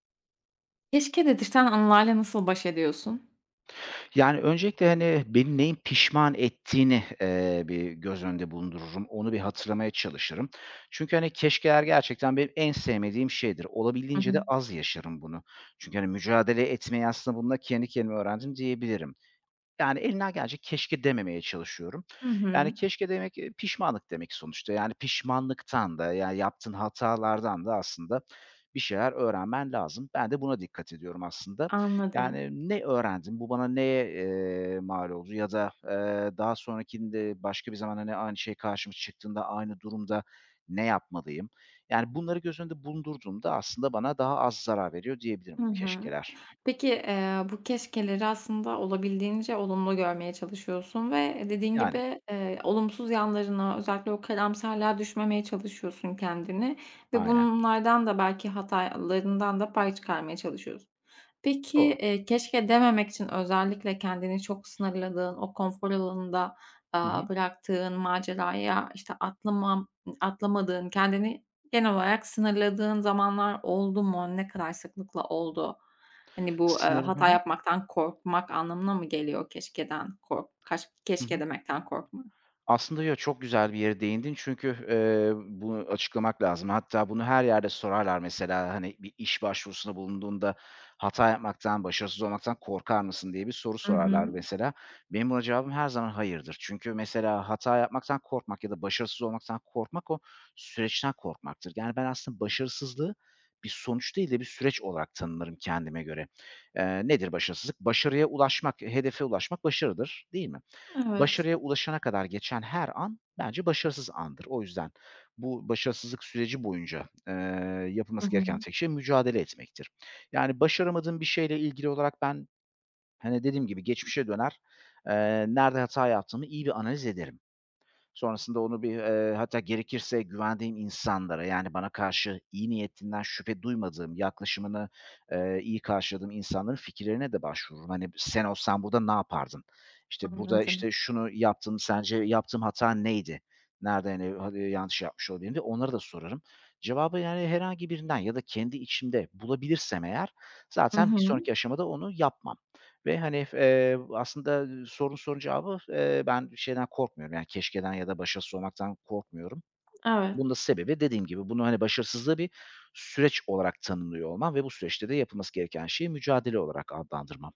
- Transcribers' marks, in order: tapping; other background noise
- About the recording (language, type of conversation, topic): Turkish, podcast, Pişmanlık uyandıran anılarla nasıl başa çıkıyorsunuz?